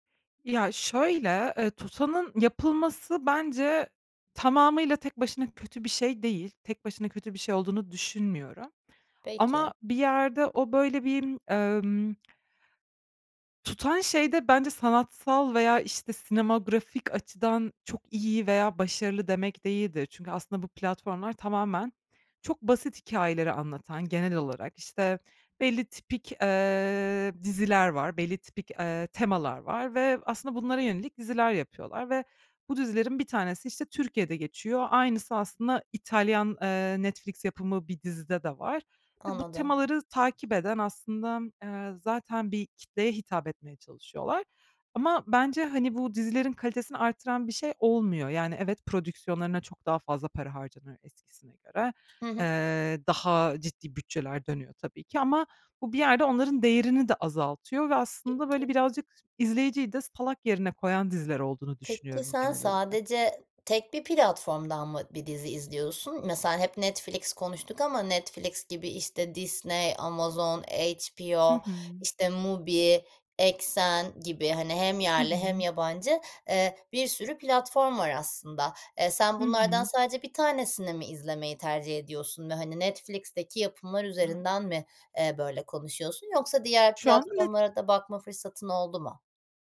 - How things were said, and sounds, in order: "sinematografik" said as "sinemogrofik"; other background noise
- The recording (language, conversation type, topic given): Turkish, podcast, İzleme alışkanlıkların (dizi ve film) zamanla nasıl değişti; arka arkaya izlemeye başladın mı?